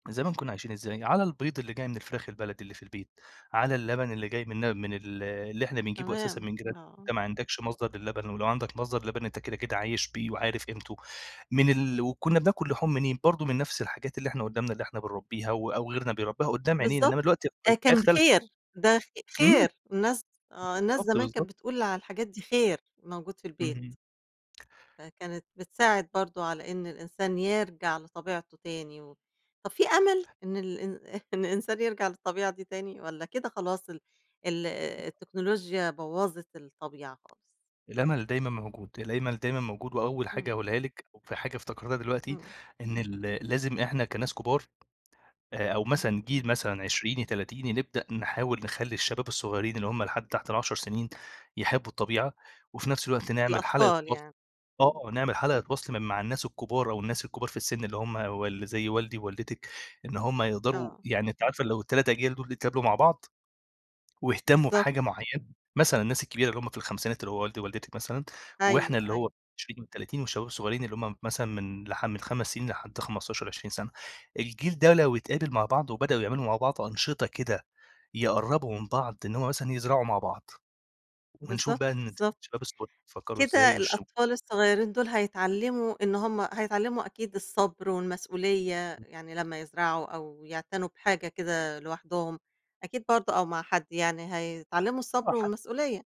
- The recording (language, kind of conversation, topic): Arabic, podcast, إيه الحاجات البسيطة اللي بتقرّب الناس من الطبيعة؟
- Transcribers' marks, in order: unintelligible speech; tapping